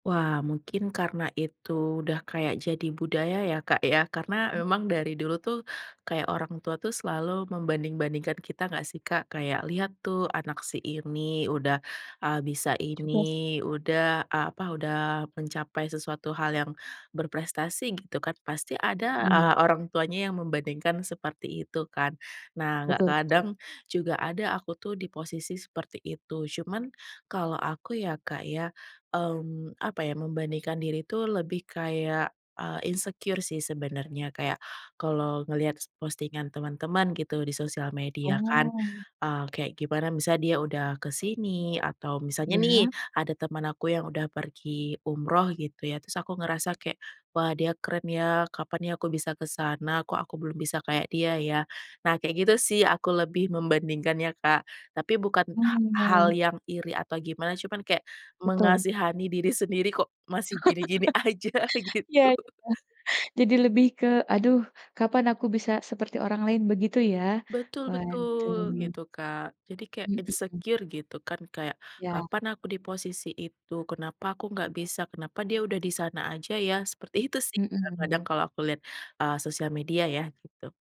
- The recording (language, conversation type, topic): Indonesian, podcast, Bagaimana cara menghentikan kebiasaan membandingkan diri dengan orang lain?
- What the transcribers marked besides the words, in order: in English: "insecure"; laugh; laughing while speaking: "aja, gitu"; in English: "insecure"; tapping